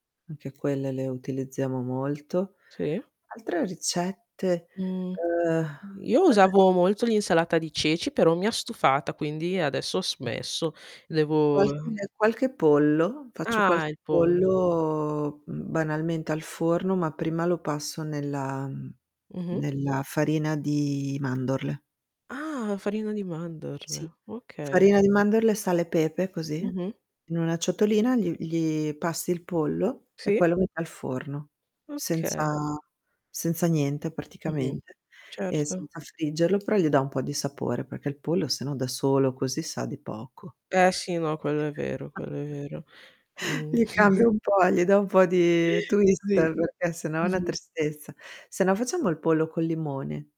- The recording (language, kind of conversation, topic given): Italian, unstructured, Quali sono i tuoi trucchi per mangiare sano senza rinunciare al gusto?
- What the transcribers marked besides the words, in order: other background noise; tapping; distorted speech; drawn out: "pollo"; chuckle; chuckle; in English: "twist"